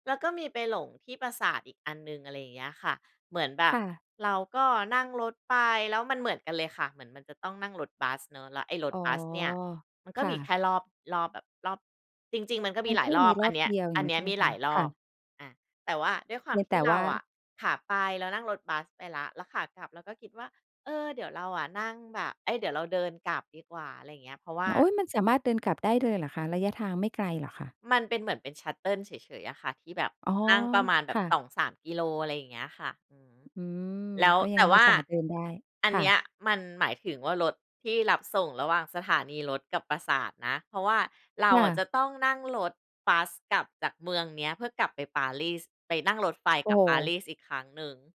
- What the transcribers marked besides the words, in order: in English: "shuttle"; tapping
- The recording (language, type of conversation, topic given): Thai, podcast, ตอนที่หลงทาง คุณรู้สึกกลัวหรือสนุกมากกว่ากัน เพราะอะไร?